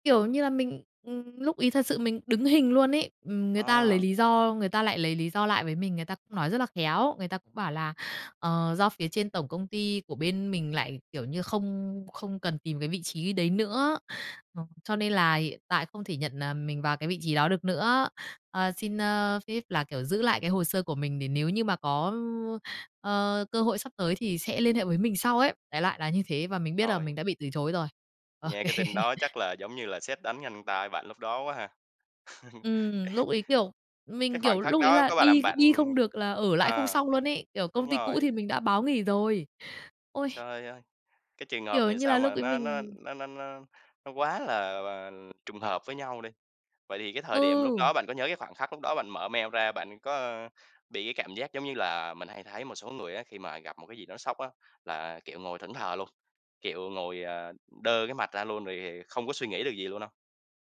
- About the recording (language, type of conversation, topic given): Vietnamese, podcast, Bạn đã vượt qua và hồi phục như thế nào sau một thất bại lớn?
- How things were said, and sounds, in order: tapping; laughing while speaking: "Ô kê"; other background noise; laugh